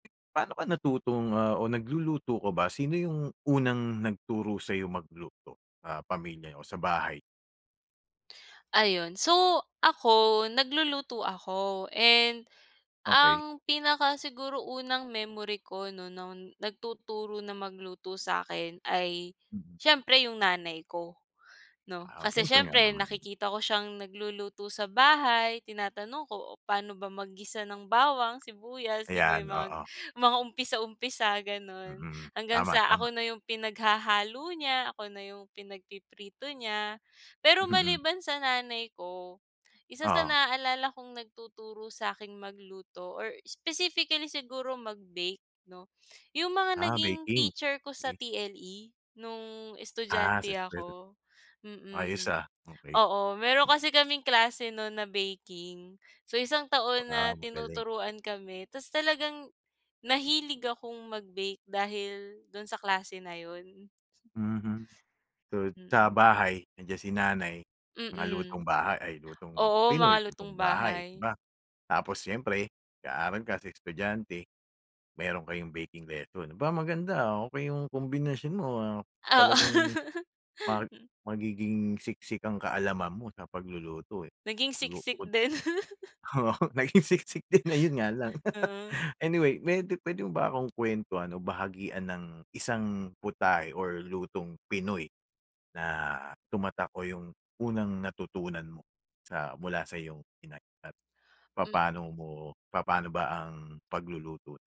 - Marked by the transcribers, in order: other noise; gasp; "syempre" said as "tiempre"; in English: "specifically"; unintelligible speech; "sa" said as "ta"; "lesson" said as "letton"; laughing while speaking: "Oo"; laughing while speaking: "Naging siksik din"; "sa" said as "ta"; laughing while speaking: "oo, naging siksik din, 'yon nga lang"; inhale
- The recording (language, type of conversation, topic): Filipino, podcast, Paano ka nagsimula sa pagluluto, at bakit mo ito minahal?
- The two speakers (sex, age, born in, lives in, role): female, 25-29, Philippines, Philippines, guest; male, 45-49, Philippines, Philippines, host